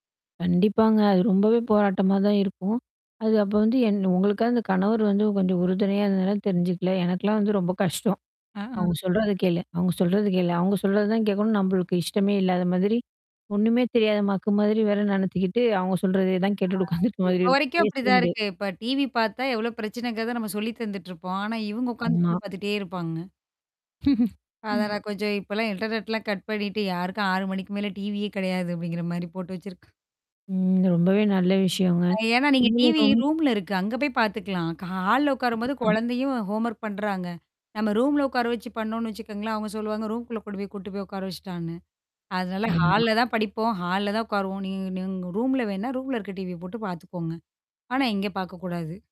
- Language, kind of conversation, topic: Tamil, podcast, குழந்தை வளர்ப்பு முறையில் தலைமுறைகளுக்கிடையே என்னென்ன வேறுபாடுகளை நீங்கள் கவனித்திருக்கிறீர்கள்?
- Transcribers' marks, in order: laughing while speaking: "உட்கார்ந்துட்டு மாதிரி இருக்கும்"; distorted speech; in English: "டிவி"; mechanical hum; chuckle; in English: "இன்டர்நெட்லாம் கட்"; in English: "டிவியே"; tapping; static; in English: "ரூம்ல"; in English: "ஹால்ல"; drawn out: "ம்"; in English: "ஹோம்வொர்க்"; in English: "ரூம்ல"; in English: "ரூம்குள்ள"; in English: "ஹால்ல"; in English: "ஹால்ல"; in English: "ரூம்ல"; in English: "ரூம்ல"